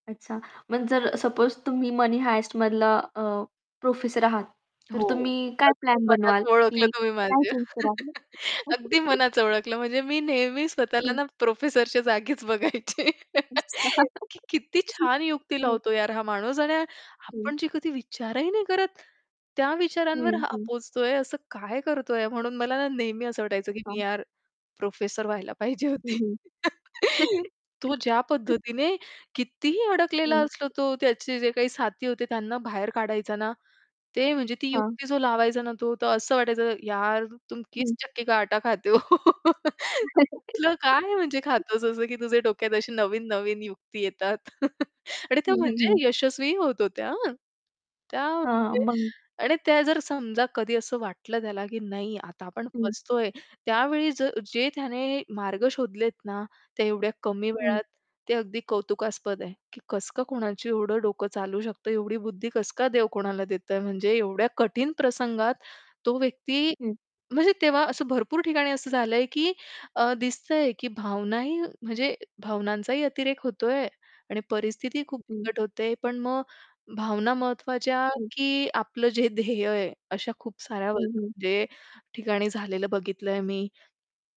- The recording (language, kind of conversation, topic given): Marathi, podcast, तुला माध्यमांच्या जगात हरवायला का आवडते?
- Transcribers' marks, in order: static; in English: "सपोज"; in English: "मनी हाइस्ट"; tapping; distorted speech; chuckle; laughing while speaking: "बघायची"; chuckle; unintelligible speech; chuckle; other background noise; laughing while speaking: "प्रोफेसर व्हायला पाहिजे होती"; chuckle; laugh; in Hindi: "तुम किस चक्की का आटा खाते हो?"; chuckle; laughing while speaking: "तो कुठलं काय म्हणजे खातोस … होत होत्या हं"; laugh; chuckle; unintelligible speech; unintelligible speech